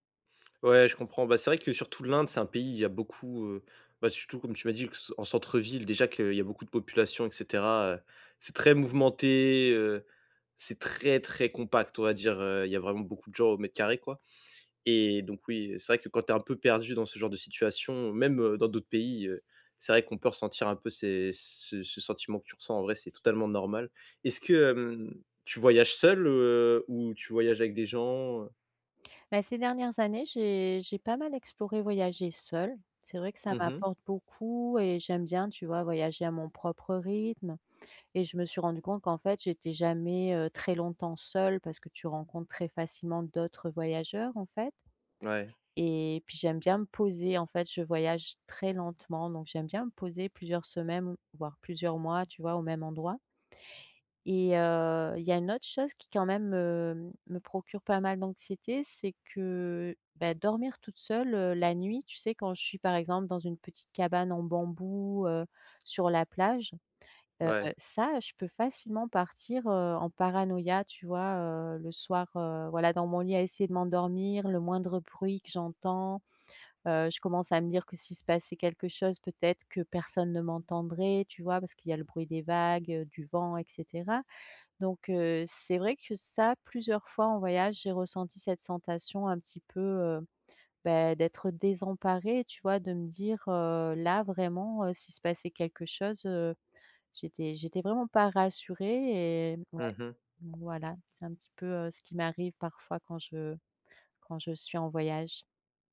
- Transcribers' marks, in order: "semaines" said as "semaimes"; "sensation" said as "sentation"
- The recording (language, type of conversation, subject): French, advice, Comment puis-je réduire mon anxiété liée aux voyages ?